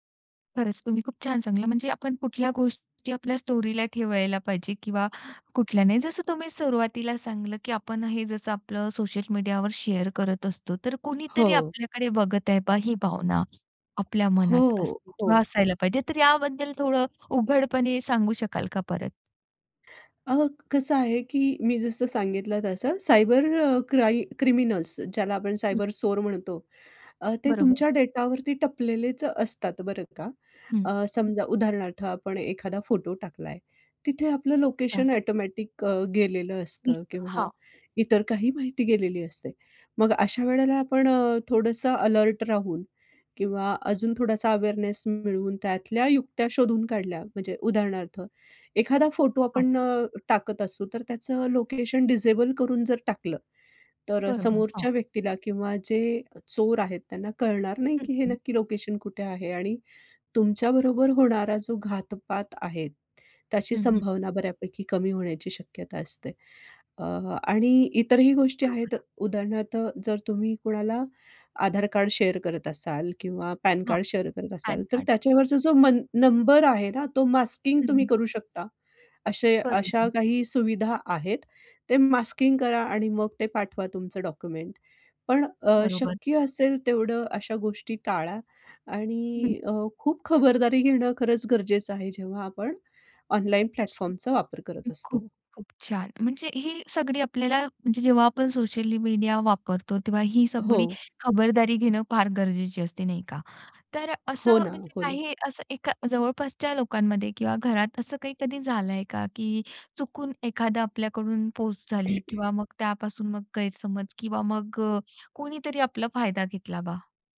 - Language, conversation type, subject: Marathi, podcast, कुठल्या गोष्टी ऑनलाईन शेअर करू नयेत?
- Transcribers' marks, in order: other background noise; tapping; in English: "शेअर"; in English: "क्रिमिनल्स"; in English: "ॲटोमॅटिक"; in English: "अलर्ट"; in English: "अवेअरनेस"; in English: "शेअर"; in English: "शेअर"; in English: "मास्किंग"; in English: "मास्किंग"; in English: "प्लॅटफॉर्मचा"; throat clearing